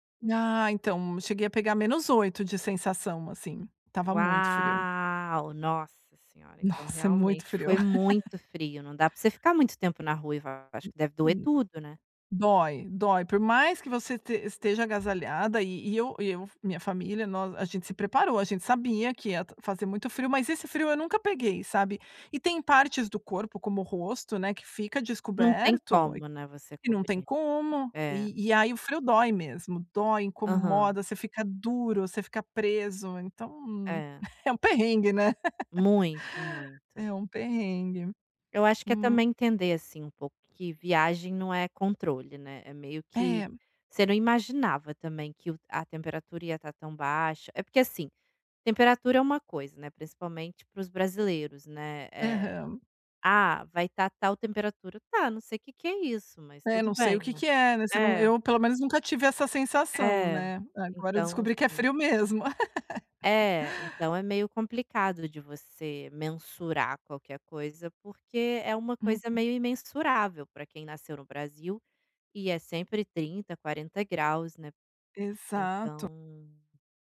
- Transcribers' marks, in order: drawn out: "Uau!"; chuckle; unintelligible speech; laugh; laugh
- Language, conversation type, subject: Portuguese, advice, O que devo fazer quando algo dá errado durante uma viagem ou deslocamento?